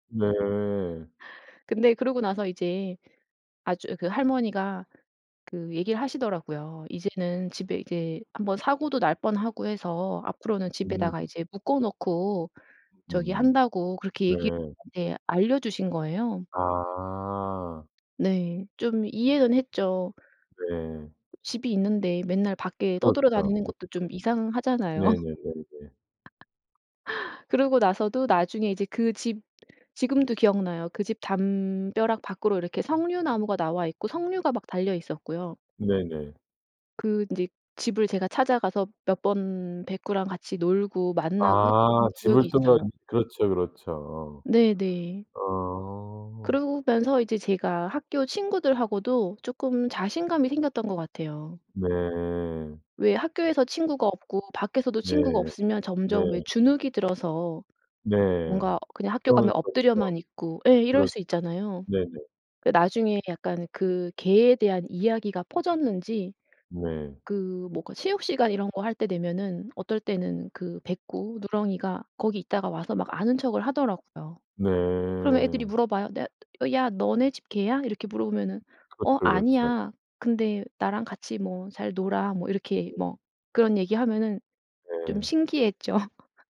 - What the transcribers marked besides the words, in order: other background noise; laughing while speaking: "이상하잖아요"; laugh; tapping; unintelligible speech; laugh
- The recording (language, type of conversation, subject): Korean, podcast, 어릴 때 가장 소중했던 기억은 무엇인가요?